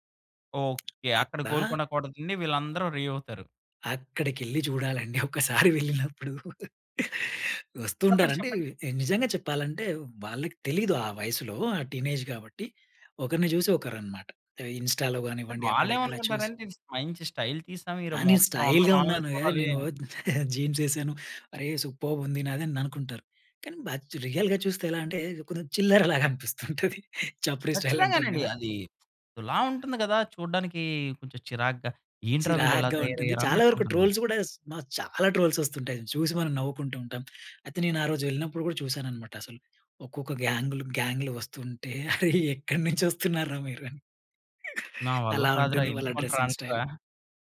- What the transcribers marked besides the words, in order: tapping; laughing while speaking: "ఒక్కసారి వెళ్ళినప్పుడు"; in English: "టీనేజ్"; in English: "ఇన్‌స్టాలో"; in English: "స్టైల్"; in English: "స్టైల్‌గా"; chuckle; in English: "సూపర్బ్"; "అననుకుంటారు" said as "ననుకుంటారు"; in English: "బచ్ రియల్‌గా"; "బట్" said as "బచ్"; laughing while speaking: "చిల్లర లాగా అనిపిస్తుంటది. చప్రి స్టైల్ అంటాం గదా!"; in Hindi: "చప్రి"; in English: "స్టైల్"; stressed: "ఖచ్చితంగానండి"; in English: "ట్రోల్స్"; laughing while speaking: "ఎక్కడి నుంచి వస్తున్నారు రా మీరు? అని"; in English: "డ్రెస్సింగ్ స్టైల్"
- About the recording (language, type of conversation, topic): Telugu, podcast, మీ సంస్కృతి మీ వ్యక్తిగత శైలిపై ఎలా ప్రభావం చూపిందని మీరు భావిస్తారు?